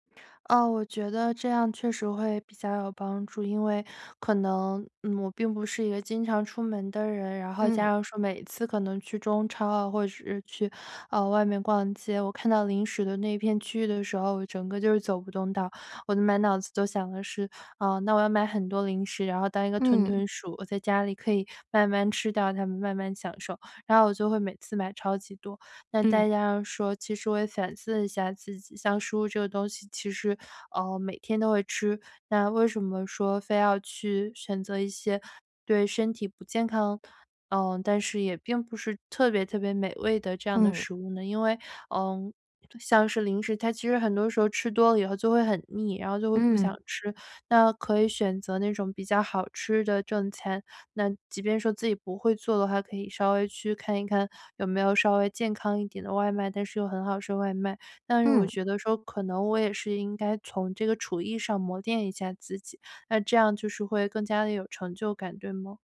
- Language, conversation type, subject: Chinese, advice, 我总是在晚上忍不住吃零食，怎么才能抵抗这种冲动？
- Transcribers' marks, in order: other background noise